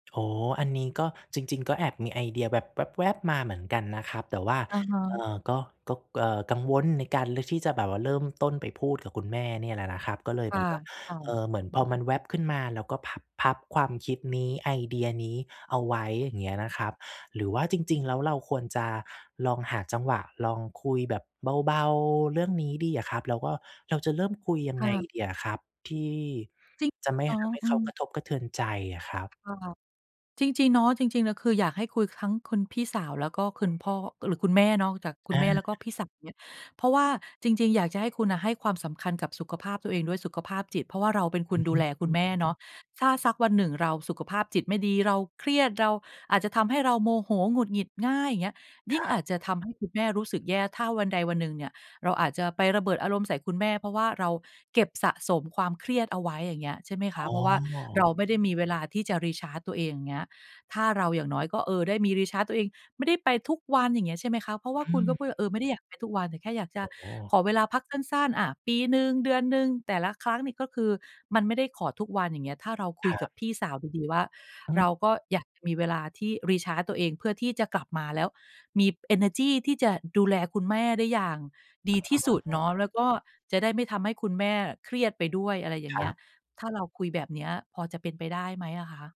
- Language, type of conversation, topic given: Thai, advice, คุณกำลังดูแลผู้สูงอายุหรือคนป่วยจนไม่มีเวลาส่วนตัวใช่ไหม?
- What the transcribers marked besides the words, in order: other background noise; other noise; tapping; "ทั้ง" said as "คั้ง"